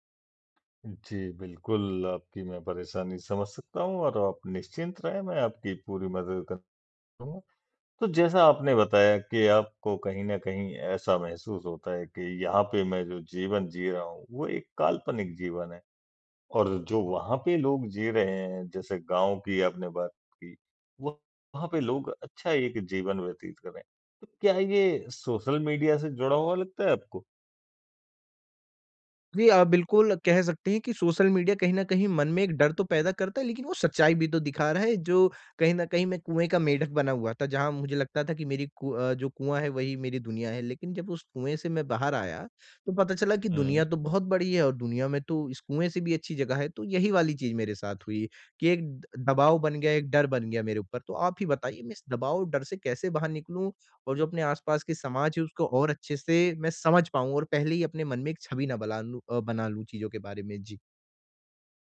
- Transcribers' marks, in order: unintelligible speech
- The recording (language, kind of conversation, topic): Hindi, advice, FOMO और सामाजिक दबाव